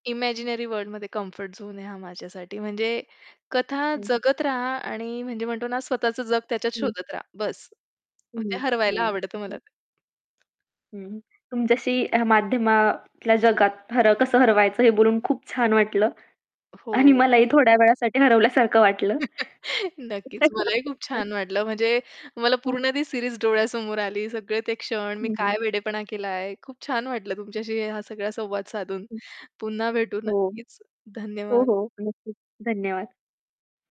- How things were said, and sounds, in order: tapping; static; chuckle; laugh; in English: "सिरीज"; unintelligible speech; distorted speech
- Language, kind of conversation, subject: Marathi, podcast, तुला माध्यमांच्या जगात हरवायला का आवडते?